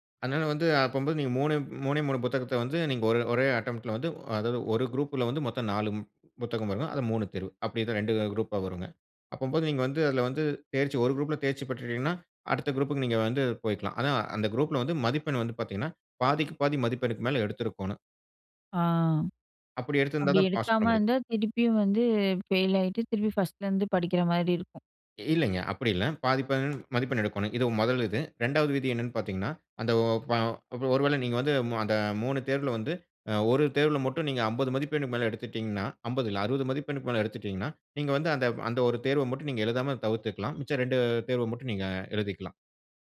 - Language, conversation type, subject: Tamil, podcast, தோல்வி வந்தால் அதை கற்றலாக மாற்ற நீங்கள் எப்படி செய்கிறீர்கள்?
- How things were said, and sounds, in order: "அப்றம் வந்து" said as "அப்பம்போது"; in English: "அட்டம்ட்"; "அப்றம் வந்து" said as "அப்பம்போது"; "எடுத்திருக்கணும்" said as "எடுத்திருக்கோணும்"